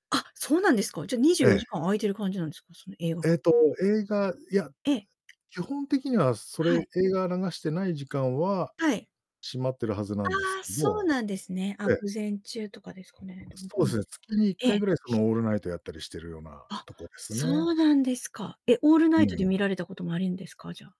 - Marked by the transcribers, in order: other background noise
- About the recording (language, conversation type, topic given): Japanese, podcast, 音楽は映画の印象にどのような影響を与えると感じますか？